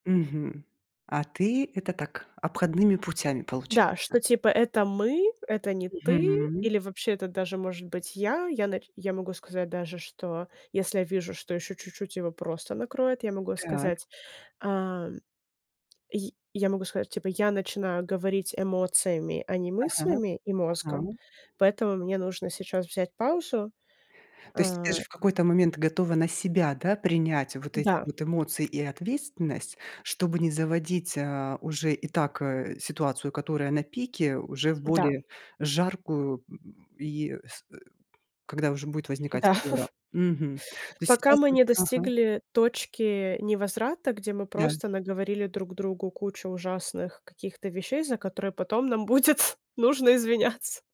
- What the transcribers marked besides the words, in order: other background noise; tapping; chuckle; chuckle; laughing while speaking: "нужно извиняться"
- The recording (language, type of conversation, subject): Russian, podcast, Как просить прощения так, чтобы тебя действительно услышали?